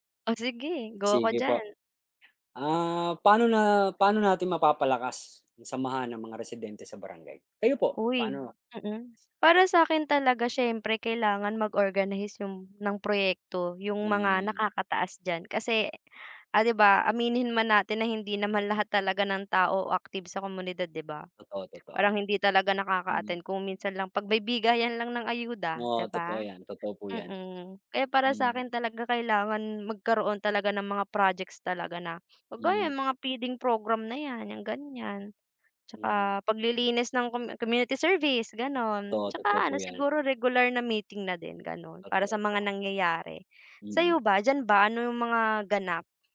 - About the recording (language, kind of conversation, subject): Filipino, unstructured, Paano natin mapapalakas ang samahan ng mga residente sa barangay?
- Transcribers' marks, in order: none